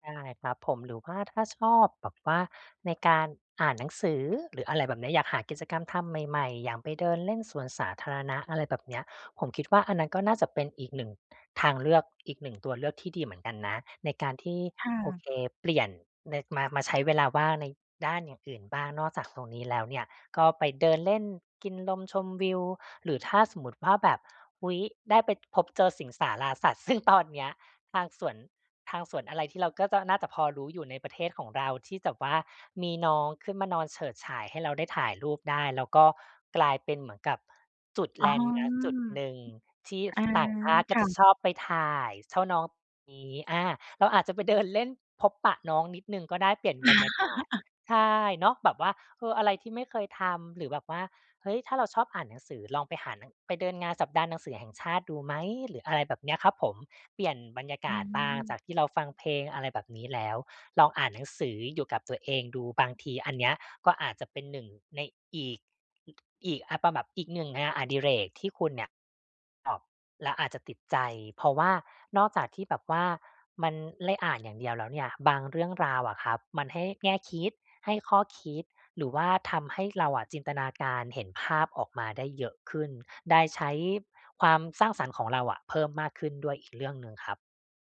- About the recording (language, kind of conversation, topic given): Thai, advice, เวลาว่างแล้วรู้สึกเบื่อ ควรทำอะไรดี?
- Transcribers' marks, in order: tapping; other background noise; laugh